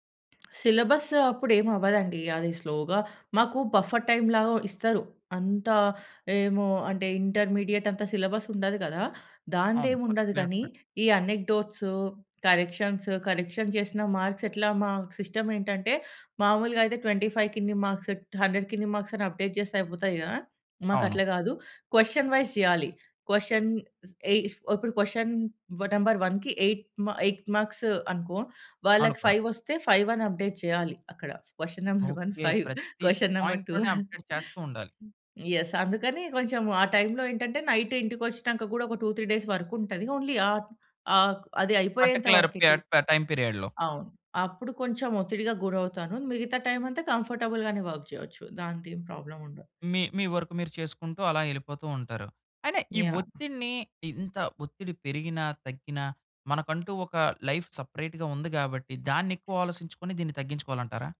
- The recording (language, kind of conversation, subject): Telugu, podcast, నువ్వు రోజూ ఒత్తిడిని ఎలా నిర్వహిస్తావు?
- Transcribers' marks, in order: other background noise; in English: "సిలబస్"; in English: "స్లో‌గా"; in English: "బఫర్ టైమ్‌లాగా"; in English: "అనెక్డోట్స్, కరెక్షన్స్ కరెక్షన్"; in English: "వర్క్ రేలేటెడ్"; in English: "మార్క్స్"; in English: "సిస్టమ్"; in English: "ట్వెంటీ ఫైవ్‌కి"; in English: "మార్క్స్, హండ్రెడ్‌కి"; in English: "మార్క్స్"; in English: "అప్డేట్"; in English: "క్వెషన్ వైస్"; in English: "క్వెషన్స్"; in English: "క్వెషన్ నంబర్ వన్‌కి ఎయిట్"; in English: "ఎయిట్ మార్క్స్"; in English: "ఫైవ్"; in English: "ఫైవ్"; in English: "అప్డేట్"; in English: "క్వెషన్ నంబర్ వన్ ఫైవ్ క్వెషన్ నంబర్ టూ"; chuckle; in English: "పాయింట్‌లోని అప్డేట్"; in English: "యెస్"; in English: "నైట్"; in English: "టూ, త్రీ డేస్ వర్క్"; in English: "ఓన్లీ"; in English: "పర్టిక్యులర్"; in English: "టూ"; in English: "టైమ్ పీరియడ్‌లో"; in English: "కంఫర్టబుల్"; in English: "వర్క్"; in English: "లైఫ్ సెపరేట్‌గా"